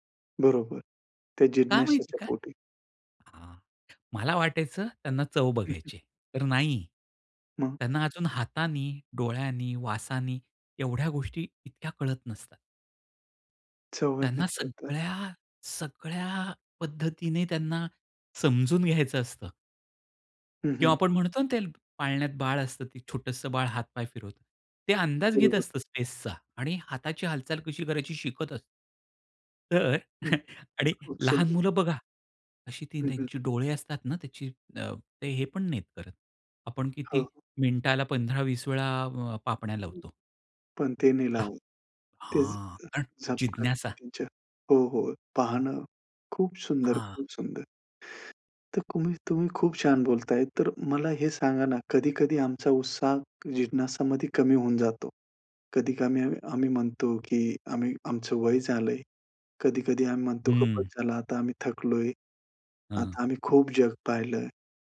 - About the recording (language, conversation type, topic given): Marathi, podcast, तुमची जिज्ञासा कायम जागृत कशी ठेवता?
- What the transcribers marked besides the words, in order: chuckle; tapping; other noise